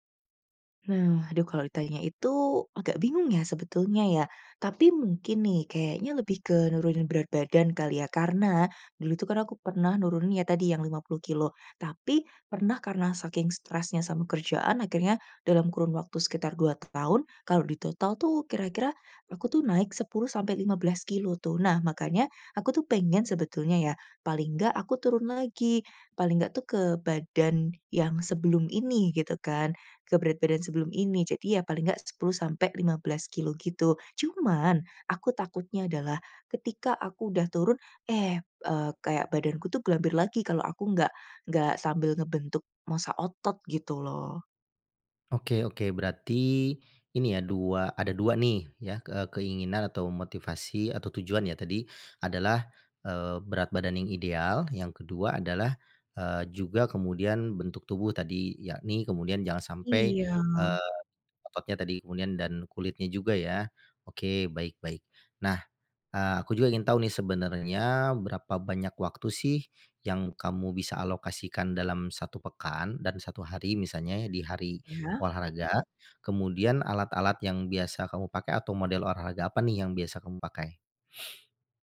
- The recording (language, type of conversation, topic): Indonesian, advice, Bagaimana saya sebaiknya fokus dulu: menurunkan berat badan atau membentuk otot?
- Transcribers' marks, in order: other background noise; sniff